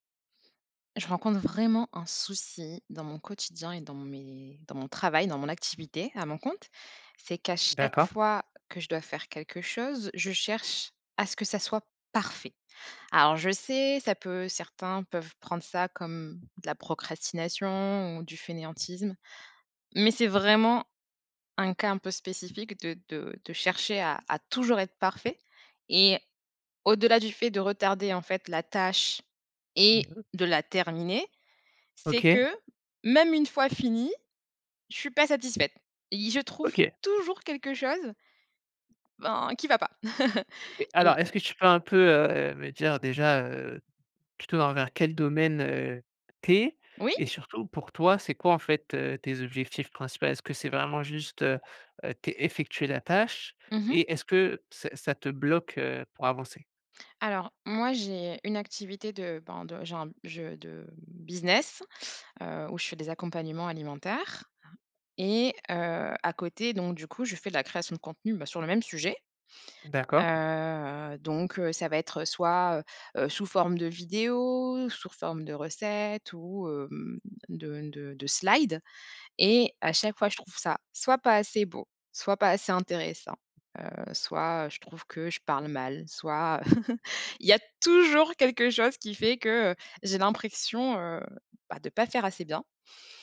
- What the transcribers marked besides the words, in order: stressed: "parfait"; tapping; stressed: "toujours"; chuckle; other background noise; drawn out: "heu"; "sous" said as "sour"; in English: "slides"; chuckle
- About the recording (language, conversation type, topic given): French, advice, Comment le perfectionnisme bloque-t-il l’avancement de tes objectifs ?